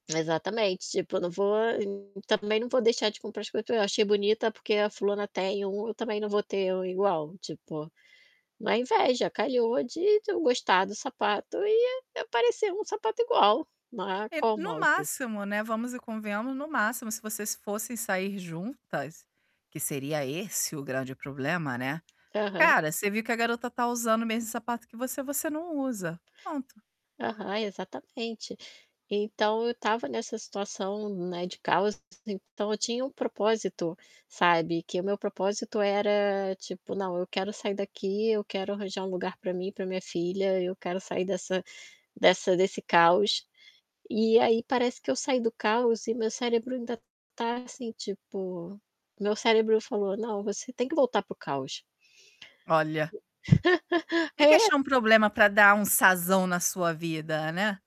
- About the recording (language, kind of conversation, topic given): Portuguese, advice, Como você se sente ao perceber que está sem propósito ou direção no dia a dia?
- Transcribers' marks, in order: distorted speech; tapping; other background noise; laugh